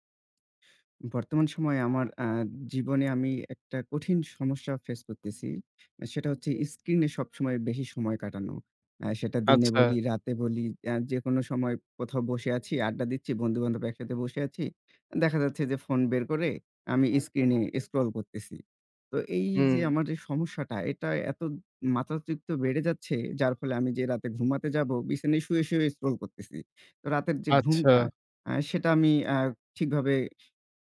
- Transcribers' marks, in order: tapping; "দিচ্ছি" said as "দিচ্চি"; other background noise
- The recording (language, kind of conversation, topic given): Bengali, advice, আপনি কি স্ক্রিনে বেশি সময় কাটানোর কারণে রাতে ঠিকমতো বিশ্রাম নিতে সমস্যায় পড়ছেন?